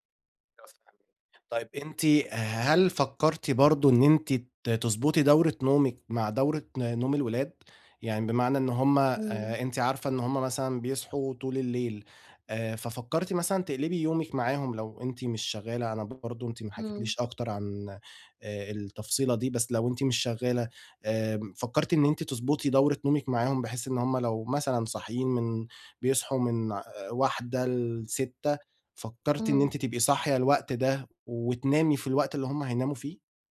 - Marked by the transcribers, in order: unintelligible speech
- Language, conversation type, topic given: Arabic, advice, إزاي أحسّن جودة نومي بالليل وأصحى الصبح بنشاط أكبر كل يوم؟